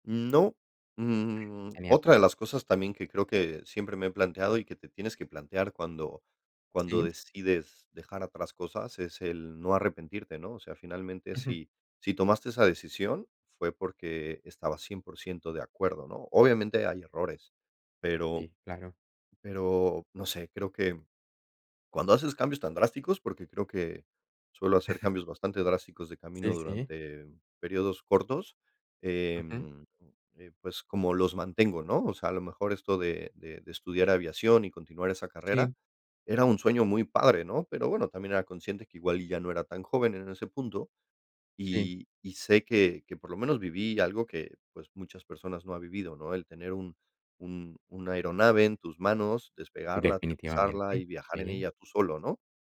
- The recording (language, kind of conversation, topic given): Spanish, podcast, ¿Cómo decides qué conservar y qué dejar atrás?
- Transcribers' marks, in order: other background noise; chuckle; unintelligible speech